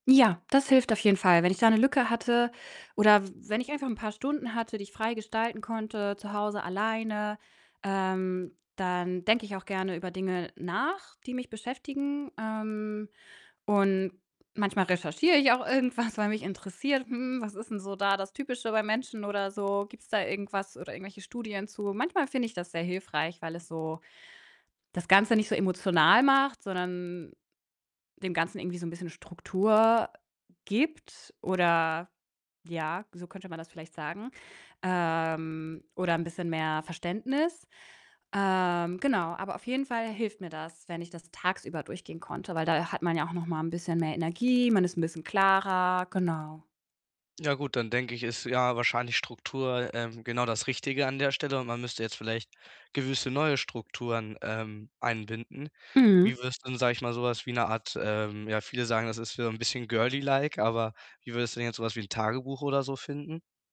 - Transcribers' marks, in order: distorted speech; other background noise; laughing while speaking: "irgendwas"; drawn out: "ähm"; tapping; in English: "girly like"
- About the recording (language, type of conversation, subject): German, advice, Was kann ich tun, wenn ich nachts immer wieder grübele und dadurch nicht zur Ruhe komme?